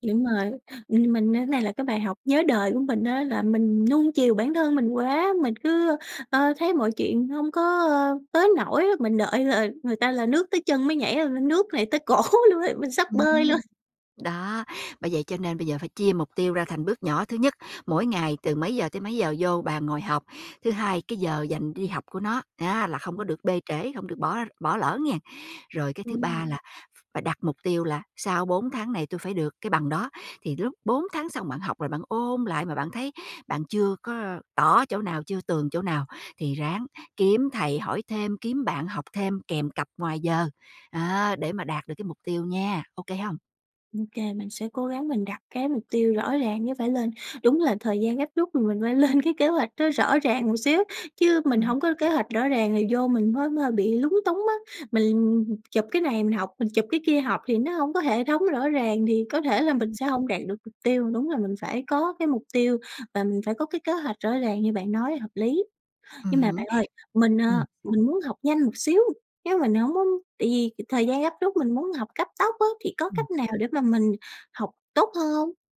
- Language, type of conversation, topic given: Vietnamese, advice, Vì sao bạn liên tục trì hoãn khiến mục tiêu không tiến triển, và bạn có thể làm gì để thay đổi?
- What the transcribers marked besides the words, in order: tapping; laughing while speaking: "cổ"; unintelligible speech; laughing while speaking: "lên"; other background noise